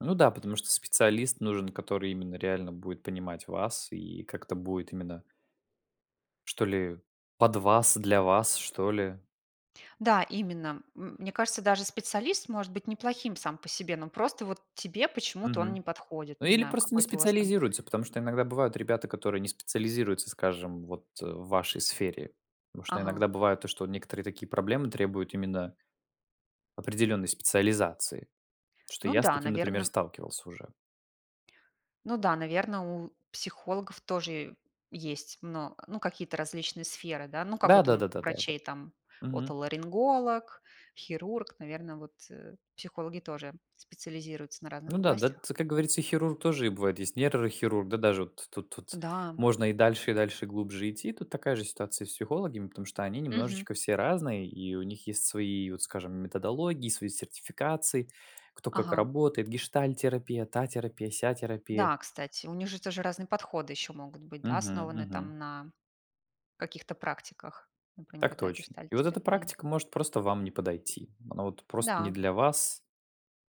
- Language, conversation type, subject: Russian, unstructured, Почему многие люди боятся обращаться к психологам?
- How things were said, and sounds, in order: other background noise; tapping; "психологами" said as "психологими"